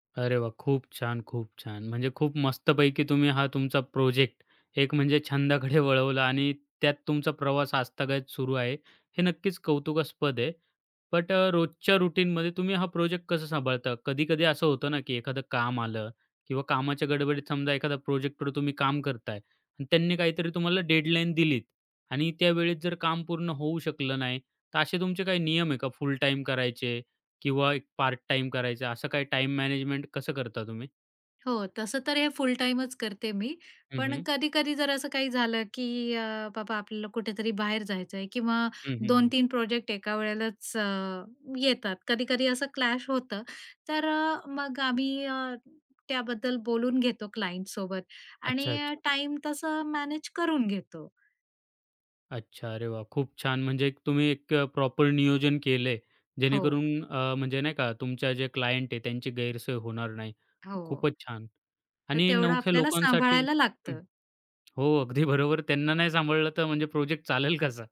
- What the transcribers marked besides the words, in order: laughing while speaking: "वळवला"; "आजतागायत" said as "आस्तगायत"; in English: "रूटीनमध्ये"; in English: "क्लाइंटसोबत"; in English: "प्रॉपर"; in English: "क्लायंट"; tapping; laughing while speaking: "अगदी बरोबर"; laughing while speaking: "चालेल कसा?"
- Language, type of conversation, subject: Marathi, podcast, तुझा पॅशन प्रोजेक्ट कसा सुरू झाला?